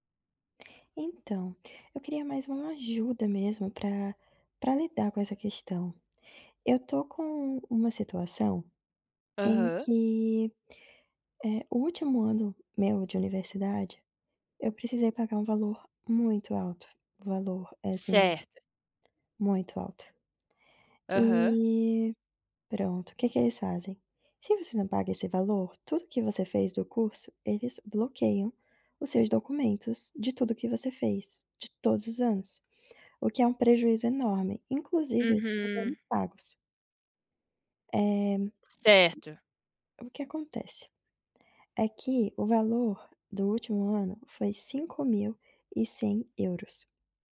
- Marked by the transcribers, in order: stressed: "muito"; tapping; other background noise
- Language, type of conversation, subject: Portuguese, advice, Como posso priorizar pagamentos e reduzir minhas dívidas de forma prática?